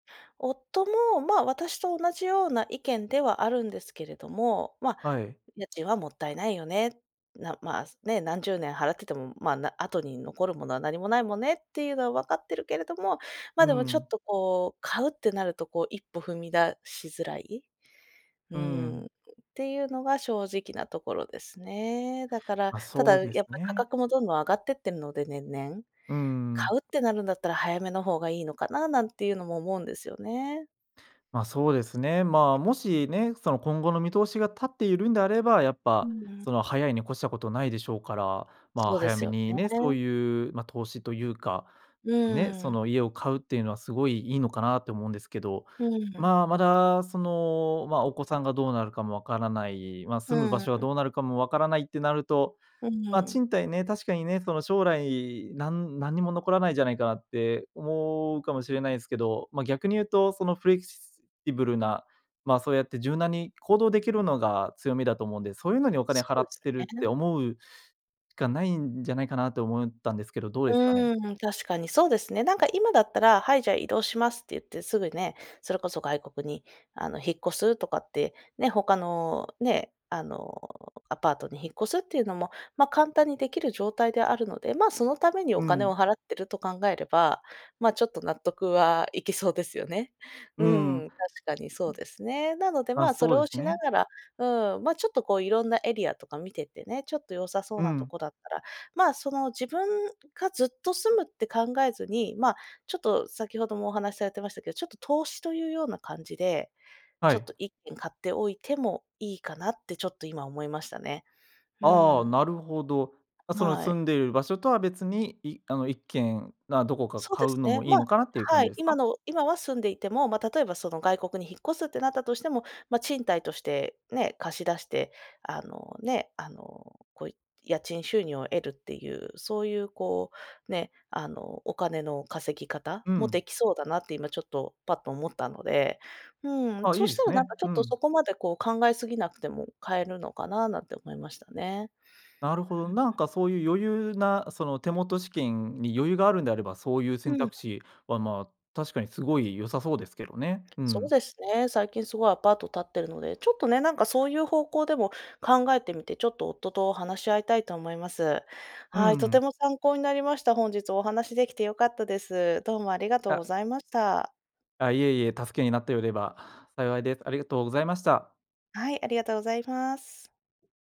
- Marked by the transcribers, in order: other noise; tapping; other background noise
- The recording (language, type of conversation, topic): Japanese, advice, 住宅を買うべきか、賃貸を続けるべきか迷っていますが、どう判断すればいいですか?